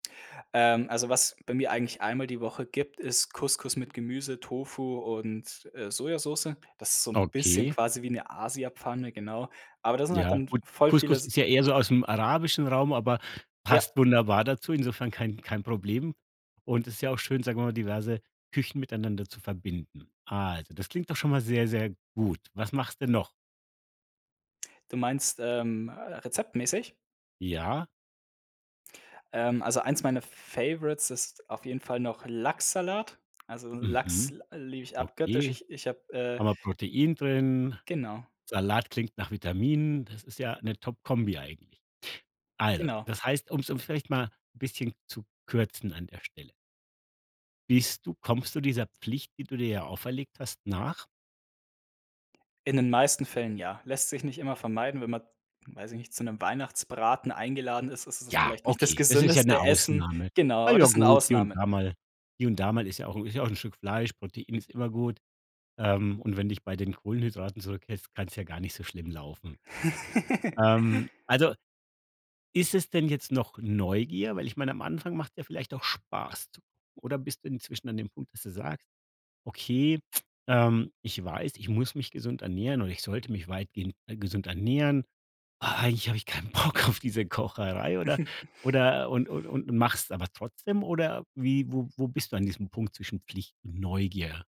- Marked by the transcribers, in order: other background noise; giggle; unintelligible speech; tsk; laughing while speaking: "Bock"; snort
- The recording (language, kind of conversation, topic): German, podcast, Was motiviert dich eher: Neugier oder Pflicht?